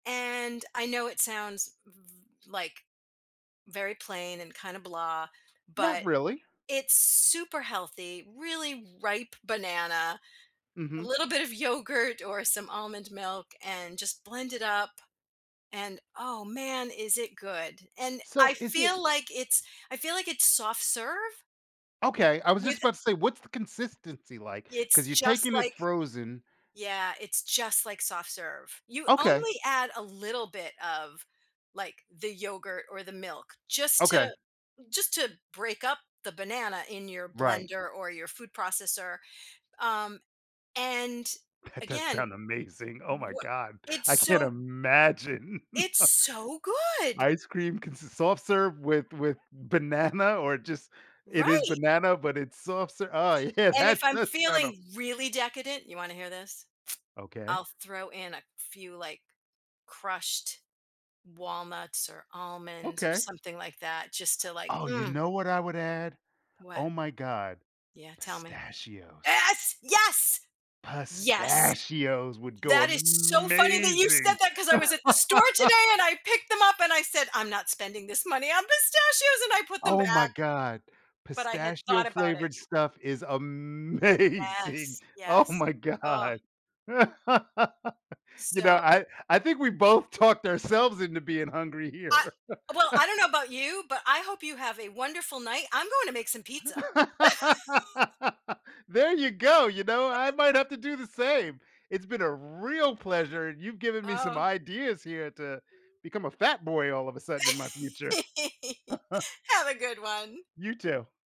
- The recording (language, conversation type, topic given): English, unstructured, Why do certain foods bring us comfort and nostalgia?
- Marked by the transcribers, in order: stressed: "super"; laughing while speaking: "little bit of yogurt"; stressed: "imagine"; joyful: "it's so good"; chuckle; laughing while speaking: "banana"; laughing while speaking: "That does sound o"; tsk; stressed: "Yes, yes, yes!"; stressed: "amazing"; chuckle; put-on voice: "on pistachios"; laughing while speaking: "amazing. Oh, my god"; laugh; chuckle; laugh; chuckle; chuckle; laugh; chuckle